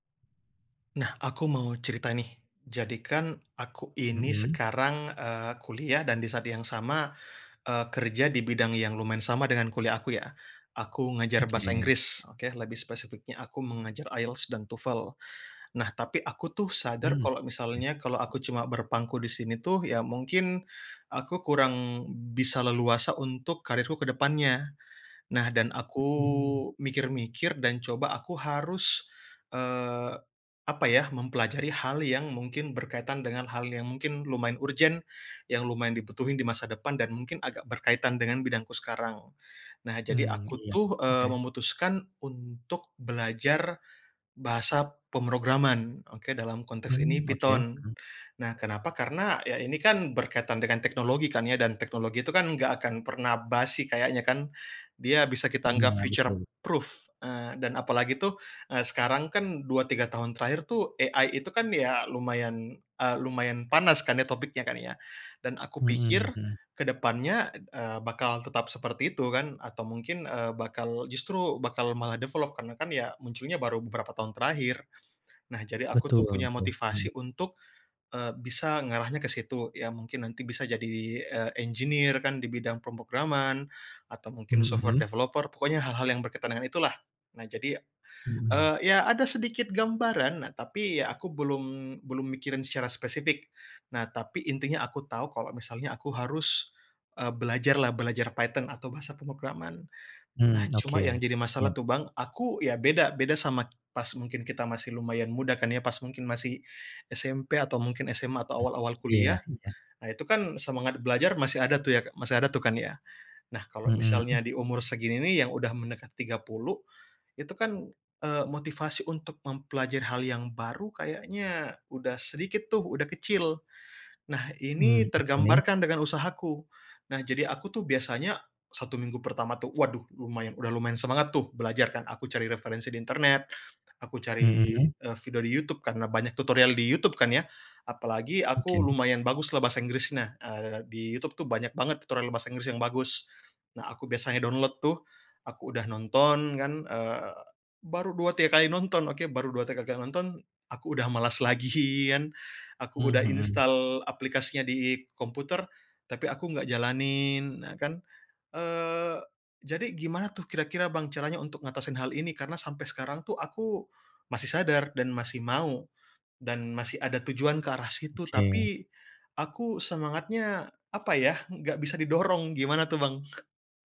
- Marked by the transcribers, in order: other background noise; in English: "future proof"; in English: "AI"; in English: "develop"; in English: "engineer"; tapping
- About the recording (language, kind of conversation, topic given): Indonesian, advice, Bagaimana cara mengatasi kehilangan semangat untuk mempelajari keterampilan baru atau mengikuti kursus?